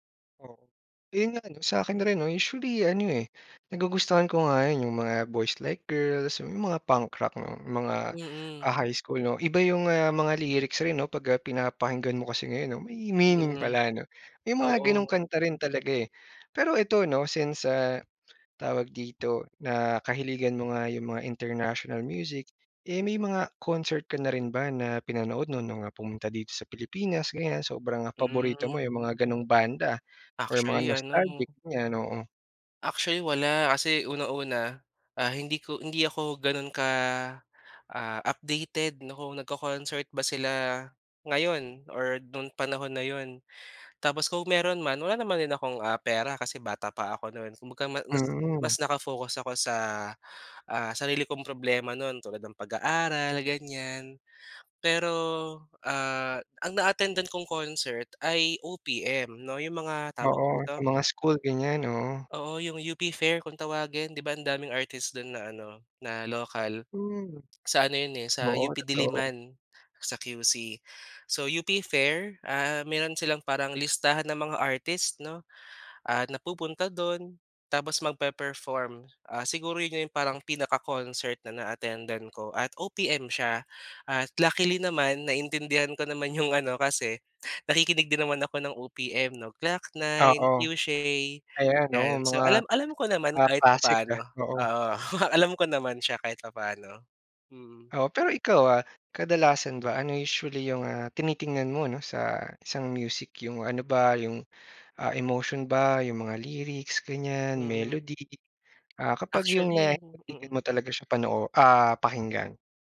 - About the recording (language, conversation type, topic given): Filipino, podcast, Mas gusto mo ba ang mga kantang nasa sariling wika o mga kantang banyaga?
- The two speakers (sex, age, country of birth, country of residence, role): male, 25-29, Philippines, Philippines, guest; male, 30-34, Philippines, Philippines, host
- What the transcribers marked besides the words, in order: unintelligible speech; in English: "punk rock"; in English: "nostalgic"; laughing while speaking: "Oo, alam"; unintelligible speech